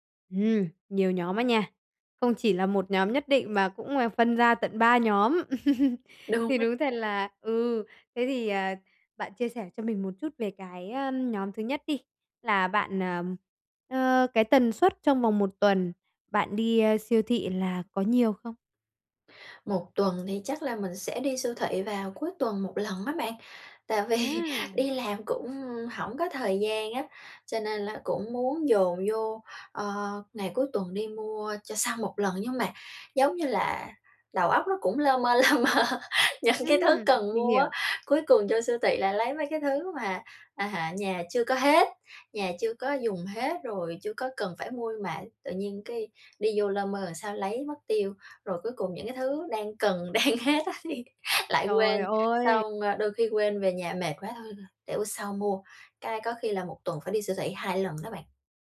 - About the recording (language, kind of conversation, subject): Vietnamese, advice, Làm sao mua sắm nhanh chóng và tiện lợi khi tôi rất bận?
- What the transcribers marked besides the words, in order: laugh; tapping; laughing while speaking: "vì"; laughing while speaking: "lơ mơ những cái thứ"; laughing while speaking: "đang hết á thì"; other background noise